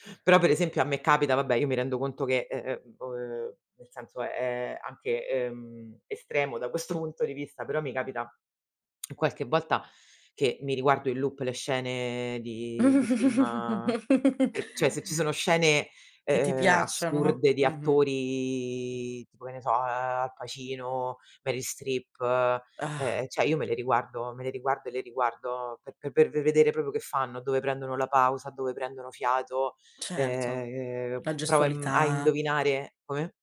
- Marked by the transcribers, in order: laughing while speaking: "punto"; tongue click; in English: "loop"; chuckle; drawn out: "attori"; "cioè" said as "ceh"; "proprio" said as "propio"; drawn out: "ehm"
- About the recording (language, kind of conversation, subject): Italian, podcast, Come ti dividi tra la creatività e il lavoro quotidiano?